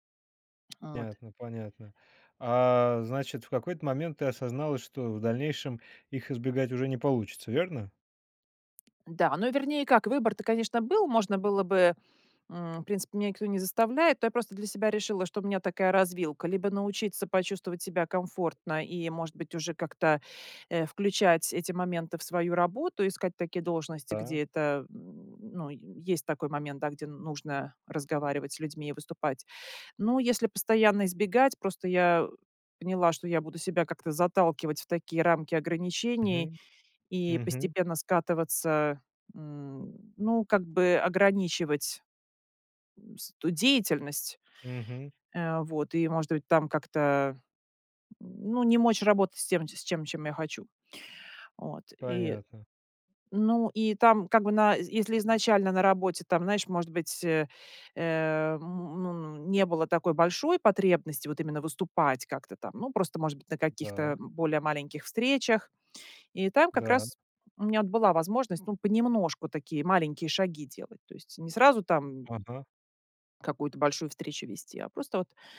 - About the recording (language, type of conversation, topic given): Russian, podcast, Как ты работаешь со своими страхами, чтобы их преодолеть?
- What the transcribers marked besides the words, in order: lip smack; tapping